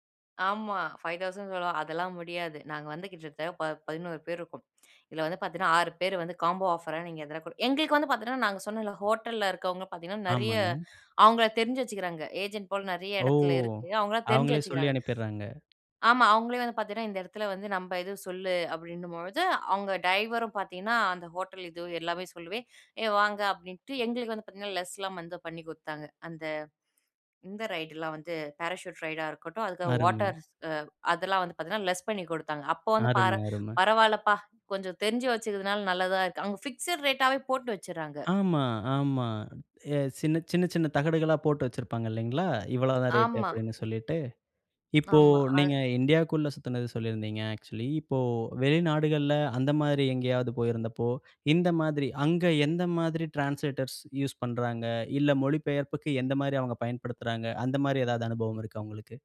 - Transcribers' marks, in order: other noise; other background noise; in English: "ஆக்சுவலி"
- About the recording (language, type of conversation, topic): Tamil, podcast, மொழி புரியாத இடத்தில் வழி தவறி போனபோது நீங்கள் எப்படி தொடர்பு கொண்டீர்கள்?